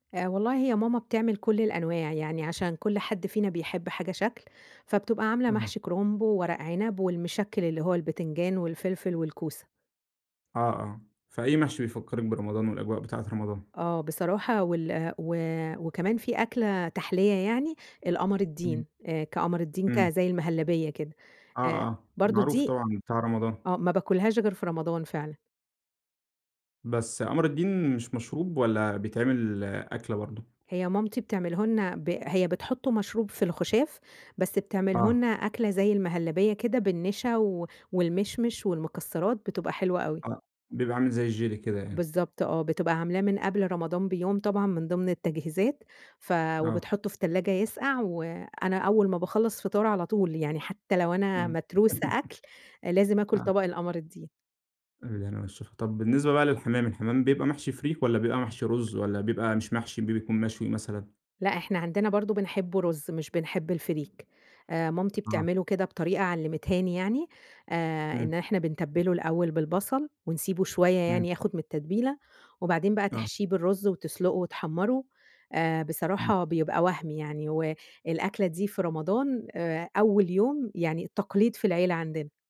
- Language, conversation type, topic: Arabic, podcast, إيه أكتر ذكرى ليك مرتبطة بأكلة بتحبها؟
- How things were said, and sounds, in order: laugh; tapping